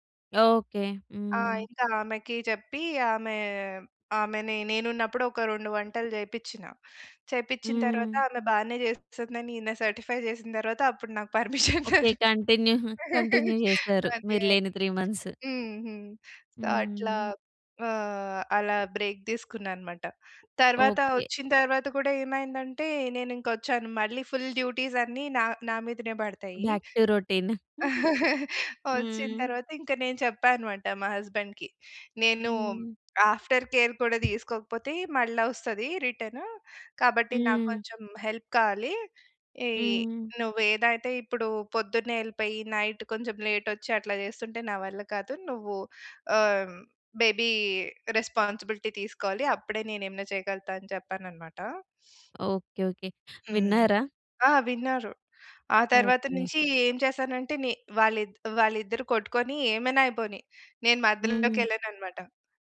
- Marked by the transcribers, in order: drawn out: "ఆమె"; in English: "సర్టిఫై"; in English: "కంటిన్యూ, కంటిన్యూ"; chuckle; laughing while speaking: "పర్మిషన్ దొ"; in English: "పర్మిషన్"; in English: "త్రీ మంత్స్"; in English: "సో"; in English: "బ్రేక్"; in English: "ఫుల్ డ్యూటీస్"; in English: "బ్యాక్ టు"; chuckle; giggle; in English: "హస్బాండ్‌కి"; in English: "ఆఫ్టర్ కేర్"; in English: "హెల్ప్"; in English: "నైట్"; in English: "బేబీ రెస్పాన్సిబిలిటీ"; sniff
- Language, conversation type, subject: Telugu, podcast, నిరంతర ఒత్తిడికి బాధపడినప్పుడు మీరు తీసుకునే మొదటి మూడు చర్యలు ఏవి?